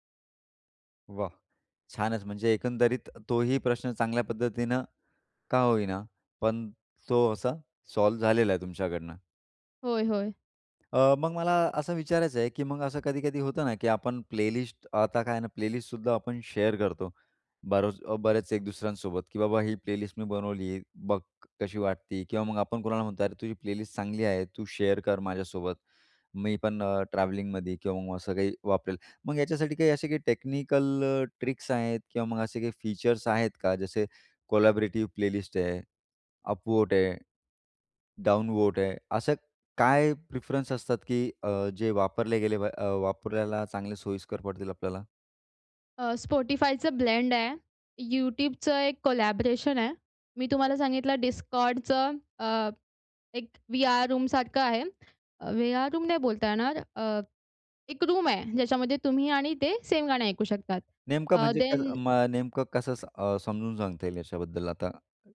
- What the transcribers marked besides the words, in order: in English: "सॉल्व"; in English: "प्लेलिस्ट"; in English: "प्लेलिस्ट"; in English: "शेअर"; in English: "प्लेलिस्ट"; in English: "प्लेलिस्ट"; in English: "शेअर"; in English: "टेक्निकल"; in English: "ट्रिक्स"; in English: "कोलॅबोरेटिव प्लेलिस्ट"; in English: "अप वोट"; in English: "डाऊन वोट"; in English: "प्रेफरन्स"; "वापरायला" said as "वापरलेला"; other noise; in English: "ब्लेंड"; in English: "कोलॅबोरेशन"; in English: "व्हीआर रूम"; in English: "व्हीआर रूम"; in English: "रूम"; tapping; in English: "देन"
- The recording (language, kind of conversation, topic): Marathi, podcast, एकत्र प्लेलिस्ट तयार करताना मतभेद झाले तर तुम्ही काय करता?